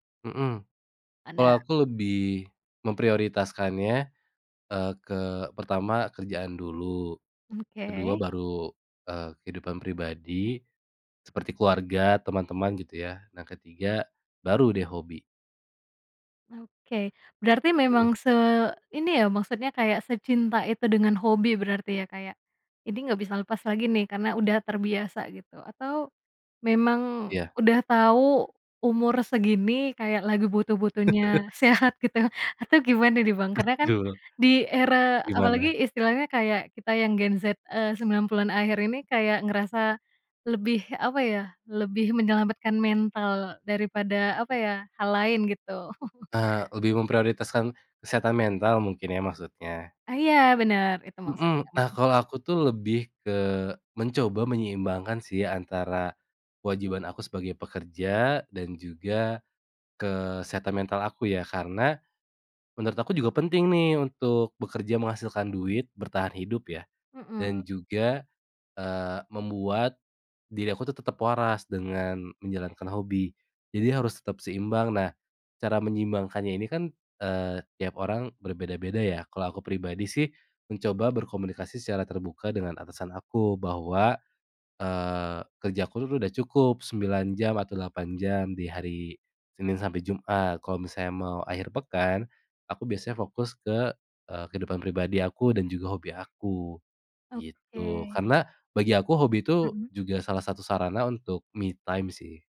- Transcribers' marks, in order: other background noise; laugh; laughing while speaking: "gitu"; laughing while speaking: "Betul"; chuckle; in English: "me time"
- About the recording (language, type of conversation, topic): Indonesian, podcast, Bagaimana kamu mengatur waktu antara pekerjaan dan hobi?